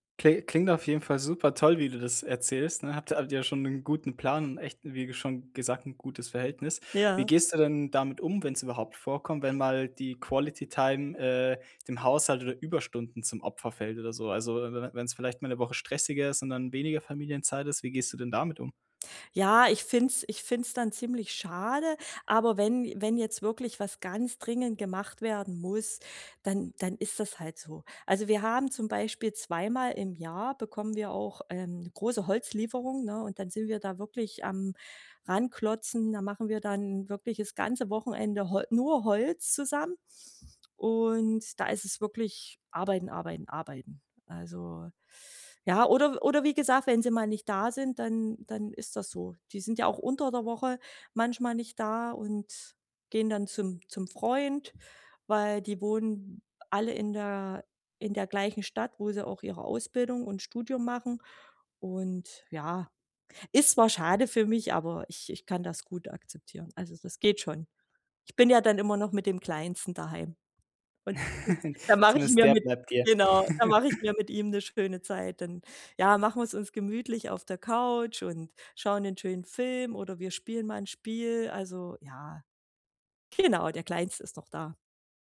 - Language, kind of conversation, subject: German, podcast, Wie schafft ihr es trotz Stress, jeden Tag Familienzeit zu haben?
- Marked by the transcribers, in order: other background noise; unintelligible speech; chuckle; chuckle; laughing while speaking: "genau"